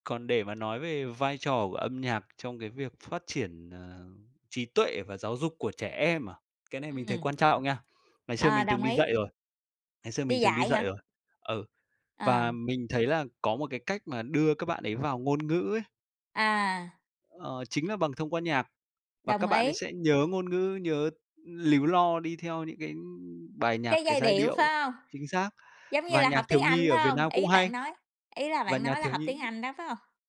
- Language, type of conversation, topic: Vietnamese, unstructured, Bạn nghĩ âm nhạc đóng vai trò như thế nào trong cuộc sống hằng ngày?
- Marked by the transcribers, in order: tapping; other background noise